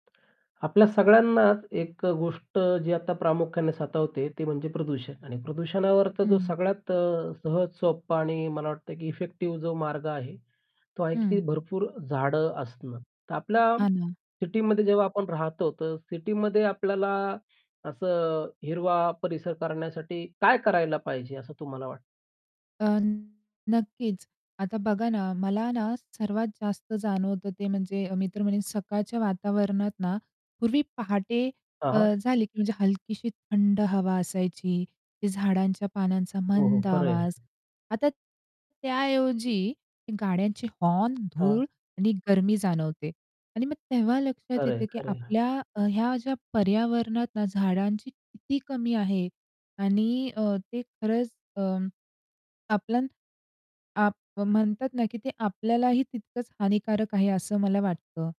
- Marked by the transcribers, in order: static; distorted speech; tapping; other background noise
- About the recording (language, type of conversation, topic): Marathi, podcast, शहरांमध्ये हिरवळ वाढवण्यासाठी आपल्याला काय करायला हवं असं तुम्हाला वाटतं?